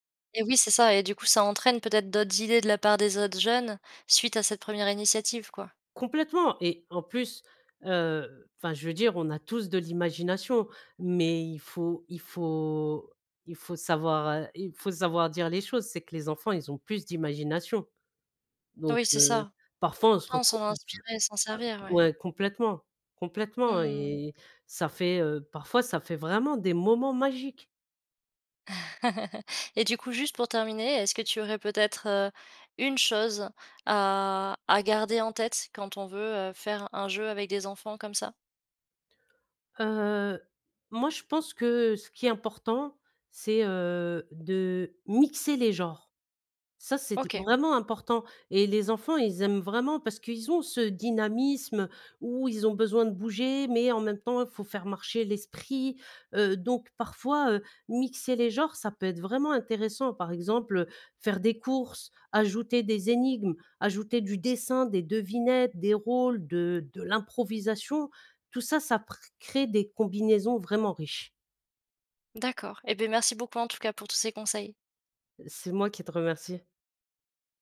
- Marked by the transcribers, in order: other background noise; unintelligible speech; chuckle; stressed: "mixer"; stressed: "l'improvisation"
- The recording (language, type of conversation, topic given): French, podcast, Comment fais-tu pour inventer des jeux avec peu de moyens ?